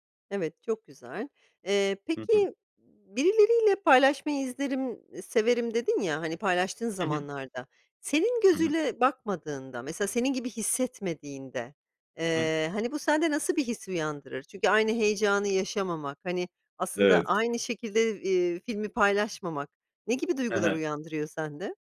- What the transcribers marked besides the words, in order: none
- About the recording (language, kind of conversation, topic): Turkish, podcast, En unutamadığın film deneyimini anlatır mısın?